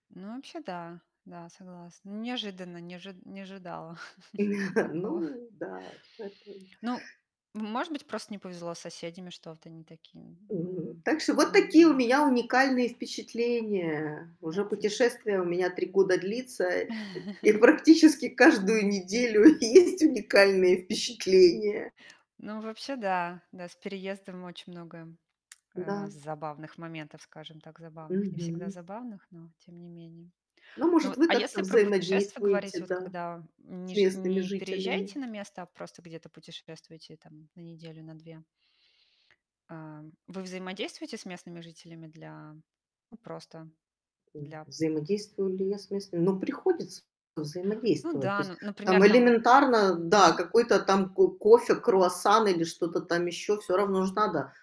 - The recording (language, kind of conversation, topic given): Russian, unstructured, Какую роль в вашем путешествии играют местные жители?
- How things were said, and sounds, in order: static; chuckle; tapping; chuckle; laughing while speaking: "есть уникальные впечатления"; distorted speech